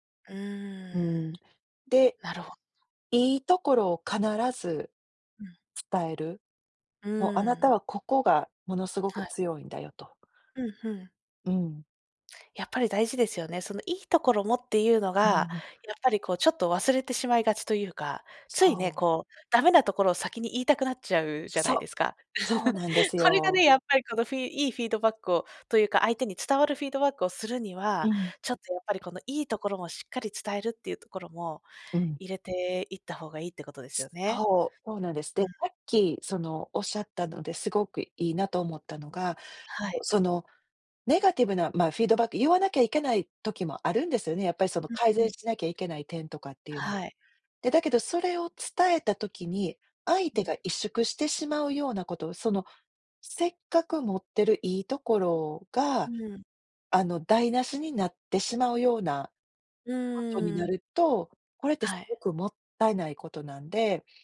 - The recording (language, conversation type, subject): Japanese, podcast, フィードバックはどのように伝えるのがよいですか？
- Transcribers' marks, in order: chuckle; other noise